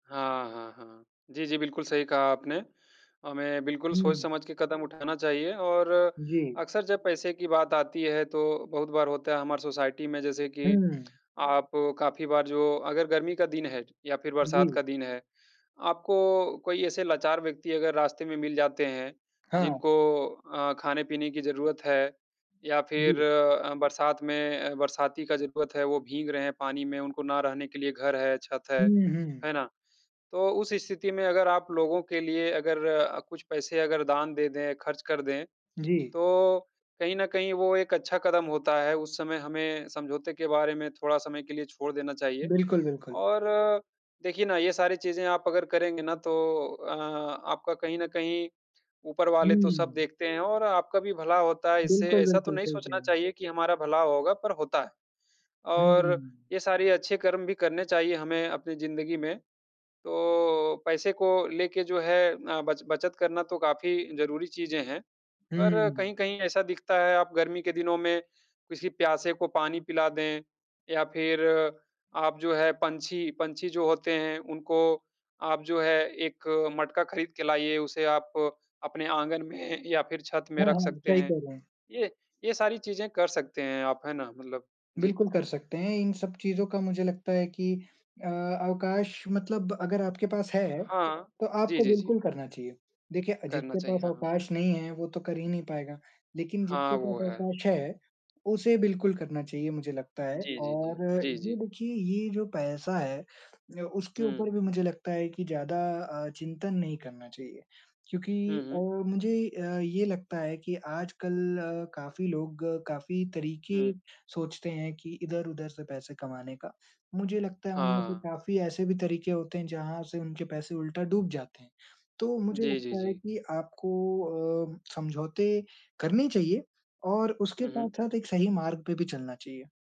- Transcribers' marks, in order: in English: "सोसाइटी"
- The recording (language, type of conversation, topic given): Hindi, unstructured, क्या आप पैसे के लिए समझौता करना पसंद करते हैं?